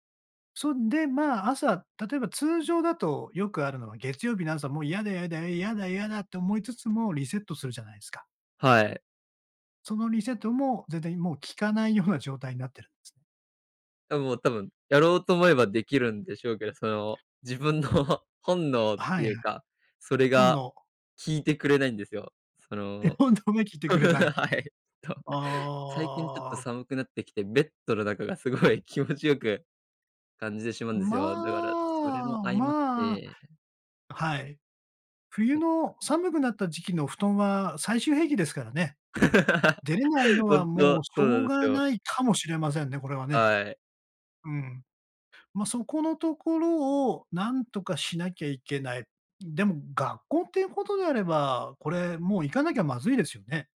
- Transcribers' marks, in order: "全然" said as "ぜぜい"; laughing while speaking: "自分の"; chuckle; laughing while speaking: "はい。と"; laugh; other background noise
- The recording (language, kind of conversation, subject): Japanese, advice, 休日にだらけて平日のルーティンが崩れてしまうのを防ぐには、どうすればいいですか？